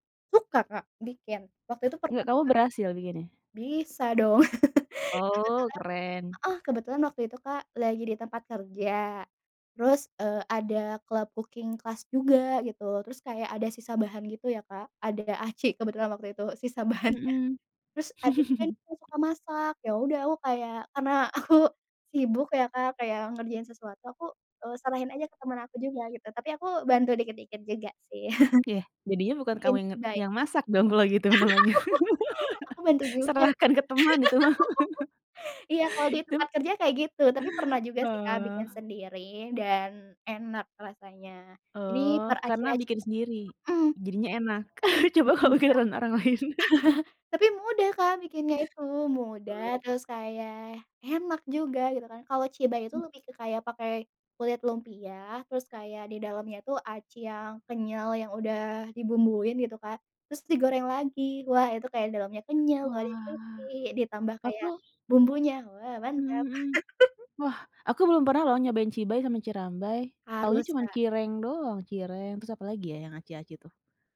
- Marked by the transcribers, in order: laugh; in English: "club cooking class"; laughing while speaking: "bahannya"; laugh; tapping; other background noise; laughing while speaking: "sih"; laugh; laughing while speaking: "namanya. Serahkan ke teman itu mah"; laugh; laughing while speaking: "Coba kalo bikinan orang lain"; unintelligible speech; laugh; laugh
- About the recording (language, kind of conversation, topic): Indonesian, podcast, Bagaimana pengalamanmu saat pertama kali mencoba makanan jalanan setempat?